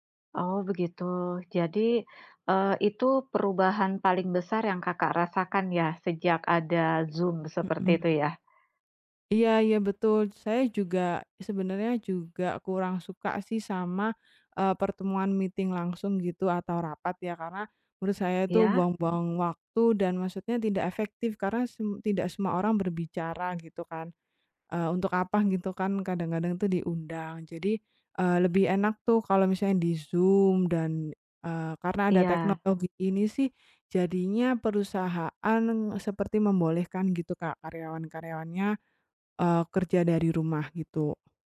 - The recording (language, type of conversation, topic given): Indonesian, unstructured, Bagaimana teknologi mengubah cara kita bekerja setiap hari?
- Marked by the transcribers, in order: other background noise; in English: "meeting"